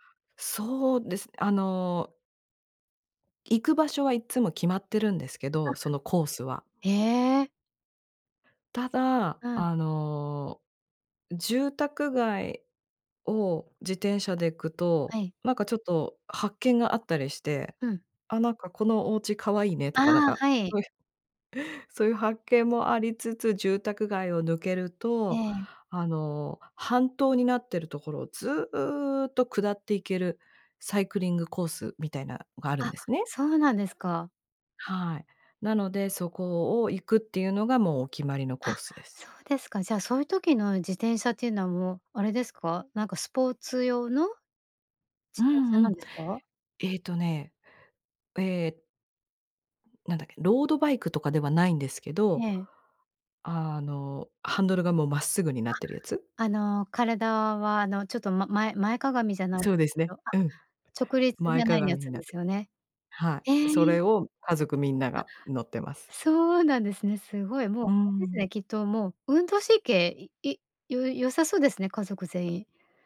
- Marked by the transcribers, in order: none
- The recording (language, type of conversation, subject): Japanese, podcast, 週末はご家族でどんなふうに過ごすことが多いですか？